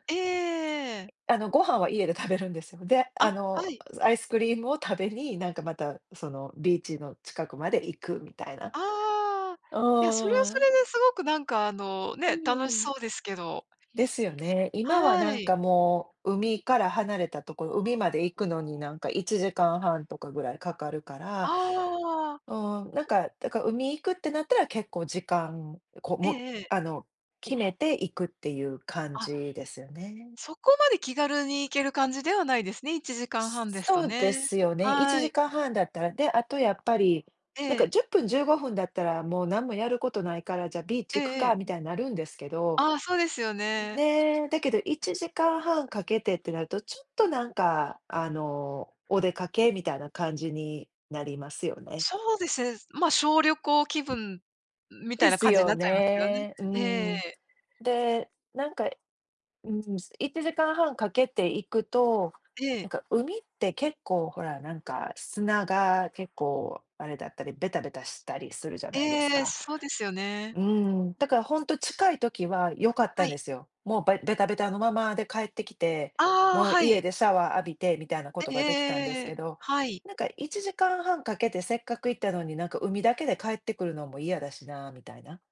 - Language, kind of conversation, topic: Japanese, unstructured, 休日はアクティブに過ごすのとリラックスして過ごすのと、どちらが好きですか？
- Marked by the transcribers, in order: other noise; alarm